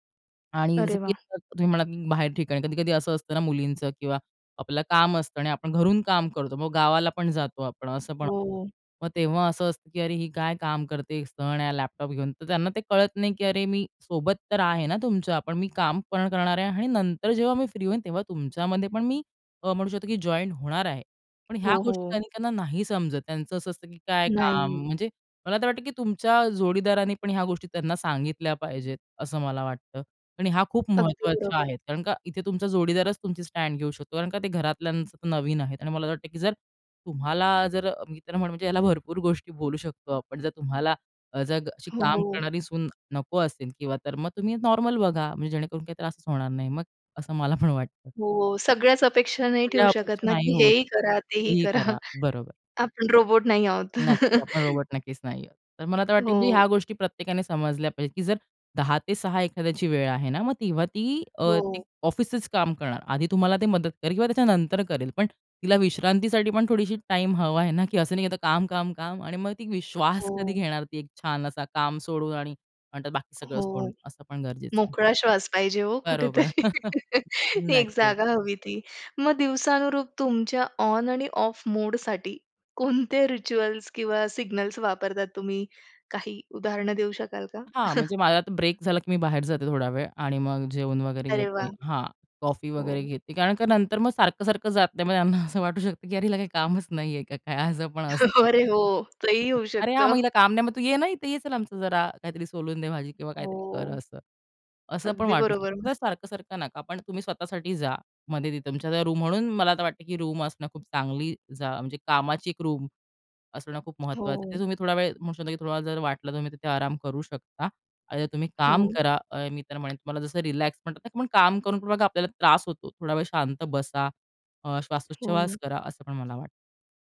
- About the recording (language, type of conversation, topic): Marathi, podcast, काम आणि विश्रांतीसाठी घरात जागा कशी वेगळी करता?
- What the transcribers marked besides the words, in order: other background noise; in English: "जॉइन"; in English: "स्टँड"; laughing while speaking: "मला पण"; laughing while speaking: "करा"; chuckle; laughing while speaking: "कुठेतरी"; chuckle; in English: "ऑफ"; laughing while speaking: "कोणते"; in English: "रिच्युअल्स"; chuckle; laughing while speaking: "असं वाटू शकतं, की अरे … असं पण असतं"; laughing while speaking: "अरे"; tapping